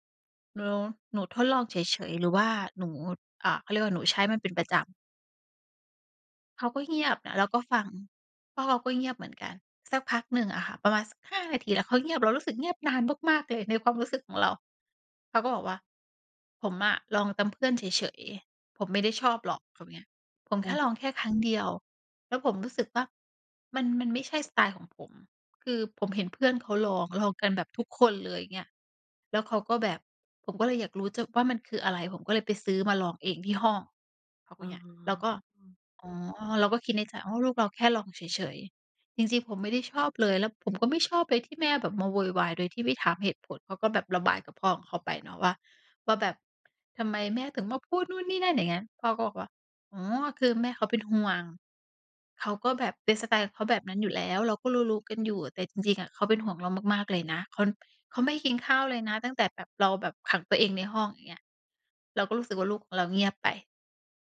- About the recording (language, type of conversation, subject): Thai, podcast, เล่าเรื่องวิธีสื่อสารกับลูกเวลามีปัญหาได้ไหม?
- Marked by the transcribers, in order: "รู้จัก" said as "รู้เจอะ"